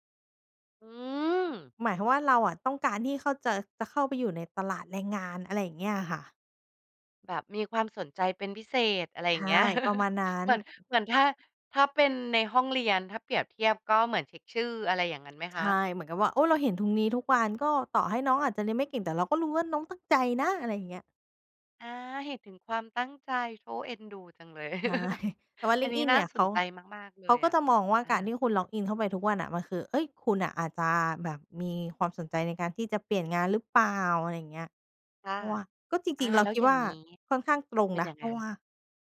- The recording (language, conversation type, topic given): Thai, podcast, เล่าเรื่องการใช้โซเชียลเพื่อหางานหน่อยได้ไหม?
- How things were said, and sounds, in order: chuckle; laughing while speaking: "ใช่"; chuckle